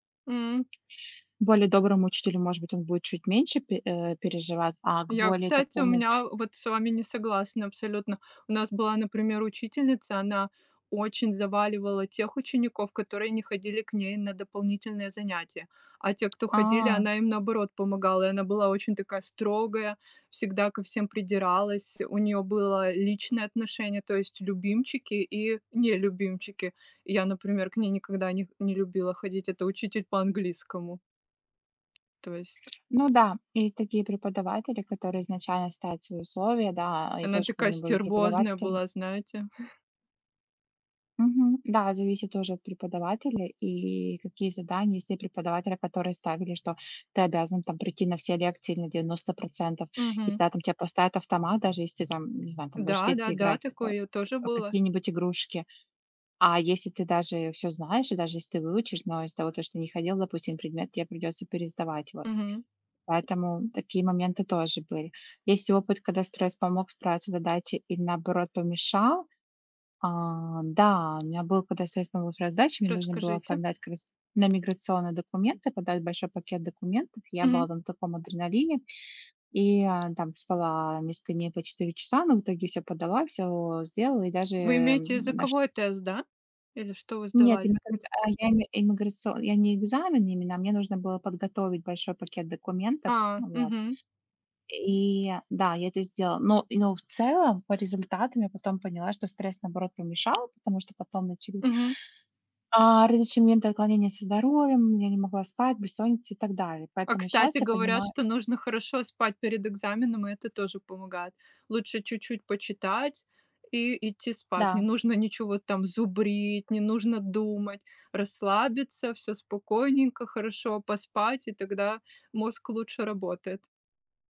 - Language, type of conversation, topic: Russian, unstructured, Как справляться с экзаменационным стрессом?
- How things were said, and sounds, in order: tapping; background speech; other background noise; chuckle